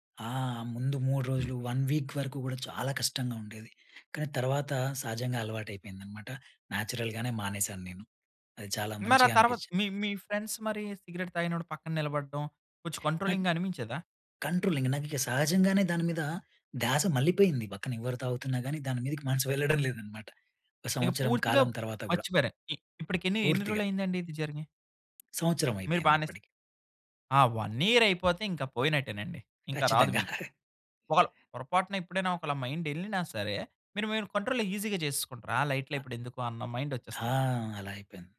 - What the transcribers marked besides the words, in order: other noise; in English: "వన్ వీక్"; in English: "నేచురల్‍గానే"; in English: "ఫ్రెండ్స్"; in English: "సిగరెట్"; in English: "కంట్రోలింగ్‌గా"; tapping; in English: "కంట్రోలింగ్"; other background noise; in English: "వన్ ఇయర్"; chuckle; in English: "మైండ్"; in English: "కంట్రోల్‌లో ఈసీగా"; in English: "లైట్‌లే"
- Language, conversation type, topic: Telugu, podcast, అలవాట్లను మార్చుకోవడానికి మీరు మొదట ఏం చేస్తారు?